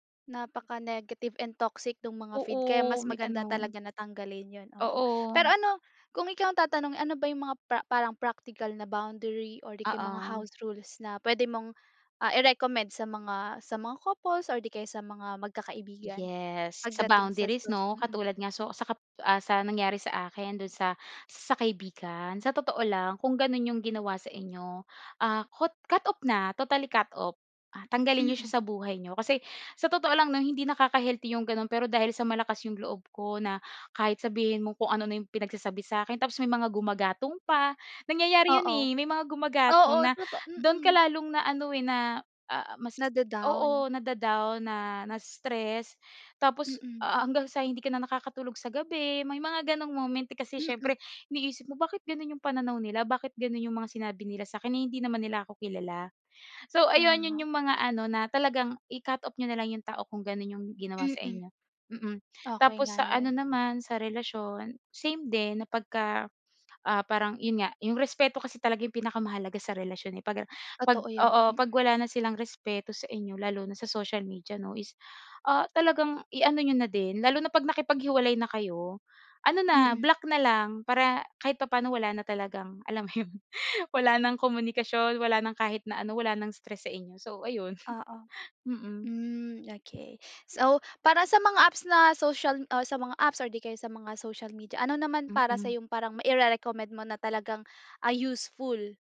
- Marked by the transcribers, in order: laughing while speaking: "'yon"; tapping; chuckle
- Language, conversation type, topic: Filipino, podcast, Paano nakaaapekto ang midyang panlipunan sa mga personal na relasyon?